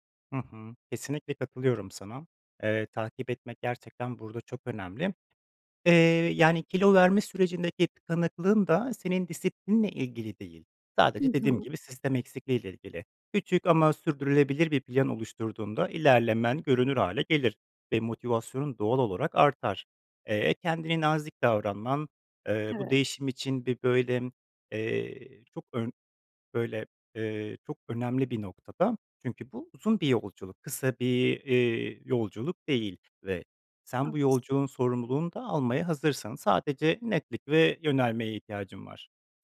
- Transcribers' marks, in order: none
- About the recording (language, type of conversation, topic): Turkish, advice, Hedeflerimdeki ilerlemeyi düzenli olarak takip etmek için nasıl bir plan oluşturabilirim?